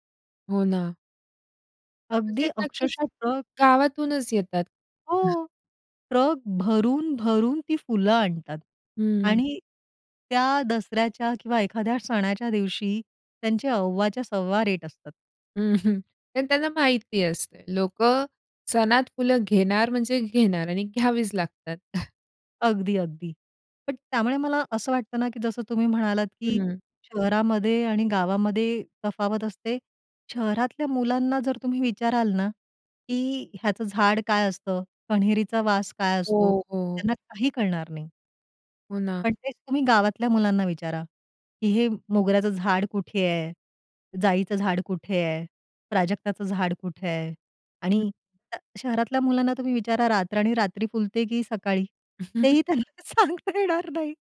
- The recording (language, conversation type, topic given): Marathi, podcast, वसंताचा सुवास आणि फुलं तुला कशी भावतात?
- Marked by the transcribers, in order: chuckle; stressed: "भरून-भरून"; chuckle; tapping; chuckle; other background noise; chuckle; laughing while speaking: "सांगता येणार नाही"